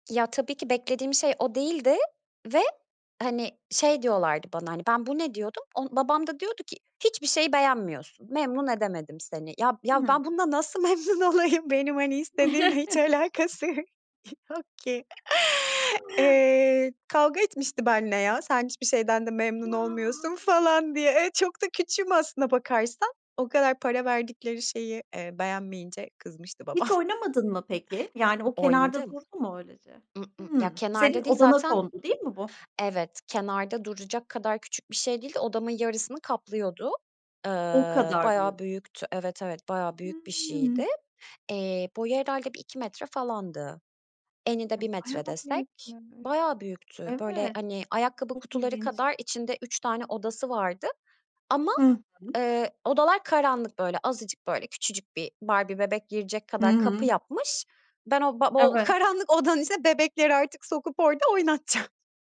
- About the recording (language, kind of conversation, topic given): Turkish, podcast, En sevdiğin çocukluk anın nedir?
- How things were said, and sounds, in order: laughing while speaking: "memnun olayım?"; chuckle; laughing while speaking: "hiç alakası y yok ki"; other noise; laughing while speaking: "babam"; unintelligible speech; laughing while speaking: "oynatacağım"